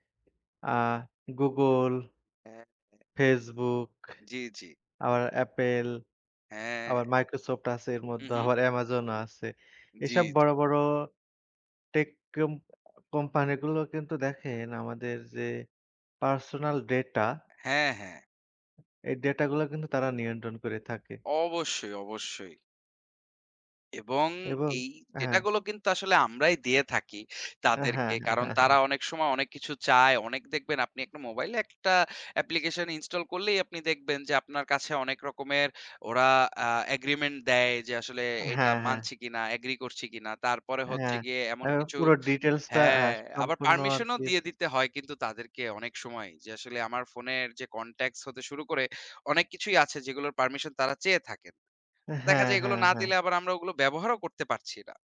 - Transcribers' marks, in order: none
- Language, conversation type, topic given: Bengali, unstructured, আপনি কী মনে করেন, প্রযুক্তি কোম্পানিগুলো কীভাবে আমাদের স্বাধীনতা সীমিত করছে?